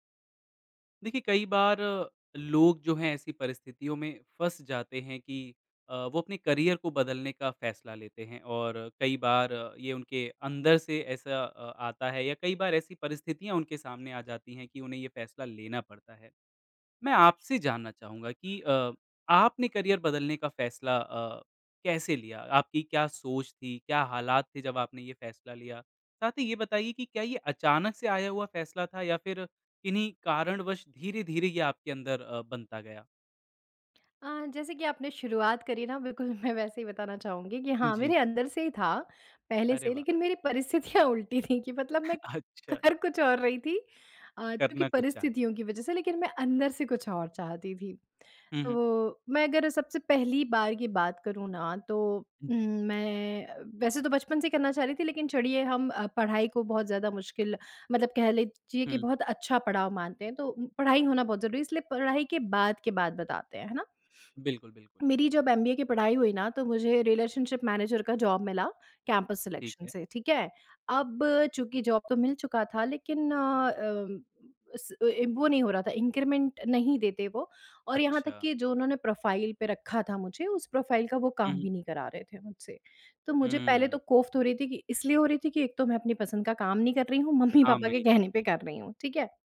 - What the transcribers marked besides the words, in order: in English: "करियर"; in English: "करियर"; laughing while speaking: "बिल्कुल"; laughing while speaking: "परिस्थितियाँ उल्टी थी कि मतलब मैं कर कुछ और रही थी"; laughing while speaking: "अच्छा"; other background noise; in English: "रिलेशनशिप मैनेजर"; in English: "जॉब"; in English: "कैंपस सिलेक्शन"; in English: "जॉब"; in English: "इंक्रीमेंट"; in English: "प्रोफाइल"; in English: "प्रोफाइल"; laughing while speaking: "मम्मी पापा"
- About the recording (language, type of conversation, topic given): Hindi, podcast, आपने करियर बदलने का फैसला कैसे लिया?
- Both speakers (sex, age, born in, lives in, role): female, 35-39, India, India, guest; male, 25-29, India, India, host